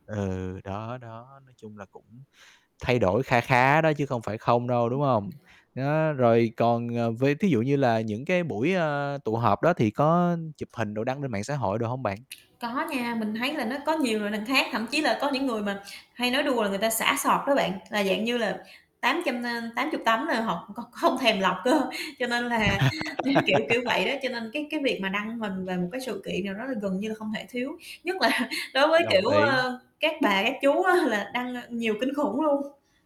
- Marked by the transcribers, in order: static; distorted speech; other background noise; tapping; in English: "sọt"; "source" said as "sọt"; laughing while speaking: "cơ"; laugh; laughing while speaking: "kiểu kiểu"; laughing while speaking: "là"; laughing while speaking: "á"
- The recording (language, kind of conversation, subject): Vietnamese, podcast, Bạn có nghĩ mạng xã hội đang làm yếu đi sự gắn kết ngoài đời không?